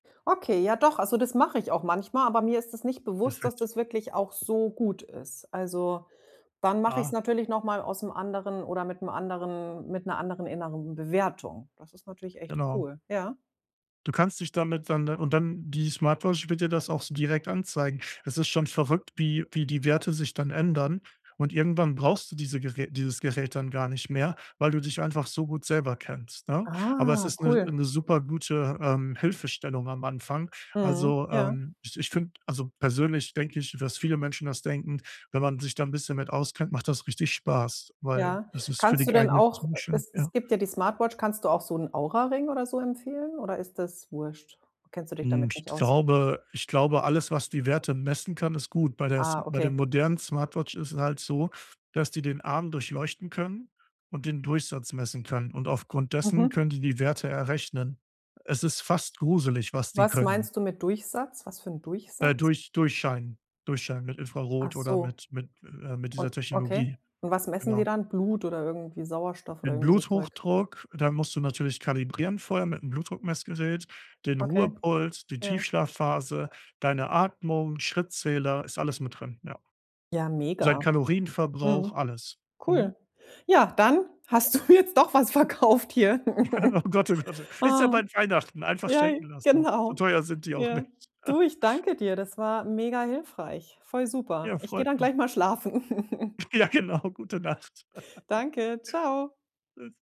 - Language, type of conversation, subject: German, advice, Wie schaffe ich es, dauerhaft einen regelmäßigen Schlafrhythmus zu etablieren?
- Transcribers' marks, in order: unintelligible speech; laughing while speaking: "hast du jetzt doch was verkauft hier"; chuckle; laugh; laughing while speaking: "Oh Gott oh Gott, oh"; laughing while speaking: "Genau"; chuckle; chuckle; laughing while speaking: "Ja, genau, gute Nacht"; laugh